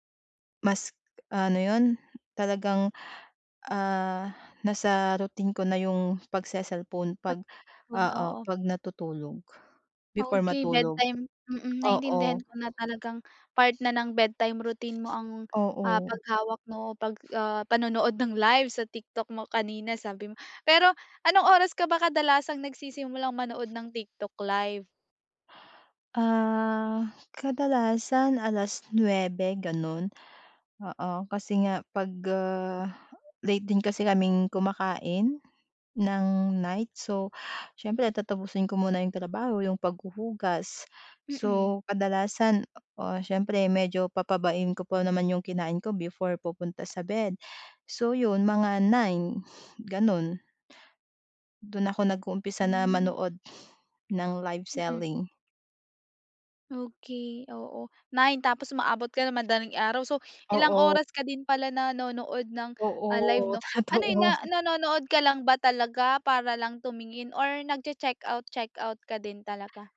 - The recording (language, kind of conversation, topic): Filipino, advice, Paano ako makakapagtakda ng rutin bago matulog na walang paggamit ng mga kagamitang elektroniko?
- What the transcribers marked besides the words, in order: tapping; laughing while speaking: "totoo"